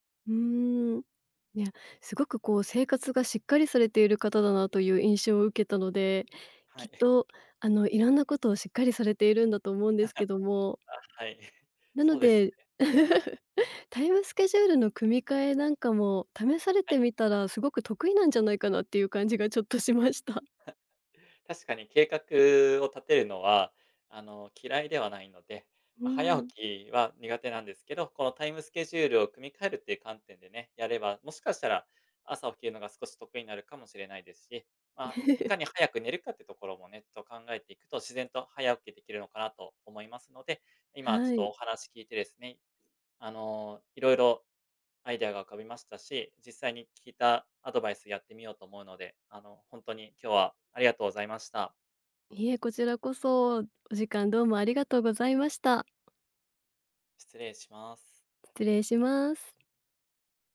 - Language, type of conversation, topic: Japanese, advice, 朝起きられず、早起きを続けられないのはなぜですか？
- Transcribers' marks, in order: laugh; laugh; laughing while speaking: "ちょっとしました"; laugh; laugh; other noise